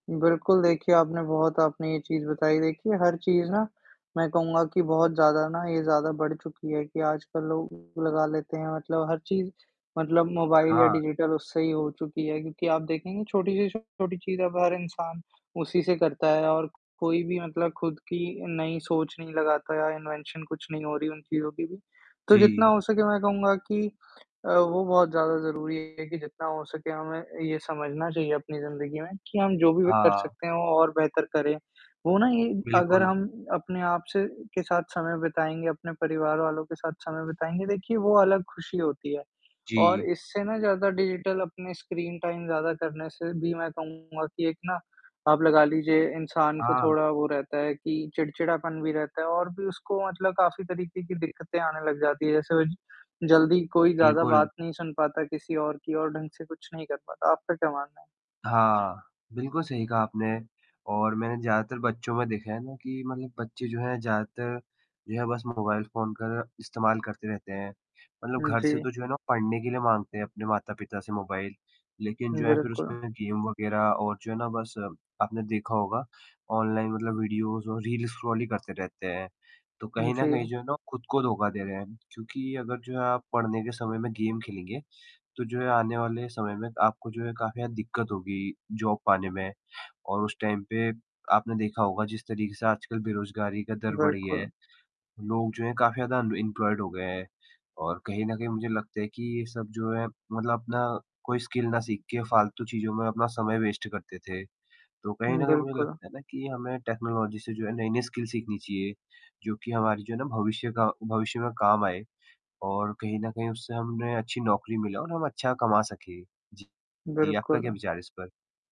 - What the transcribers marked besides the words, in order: static; distorted speech; in English: "डिजिटल"; in English: "इन्वेंशन"; in English: "डिजिटल"; in English: "स्क्रीन टाइम"; in English: "गेम"; in English: "वीडियोज़"; in English: "रील्स स्क्रॉल"; in English: "गेम"; in English: "जॉब"; in English: "टाइम"; in English: "अनएम्प्लॉयड"; in English: "स्किल"; in English: "वेस्ट"; in English: "टेक्नोलॉजी"; in English: "स्किल"
- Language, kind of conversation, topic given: Hindi, unstructured, डिजिटल उपकरणों का अधिक उपयोग करने से क्या नुकसान हो सकते हैं?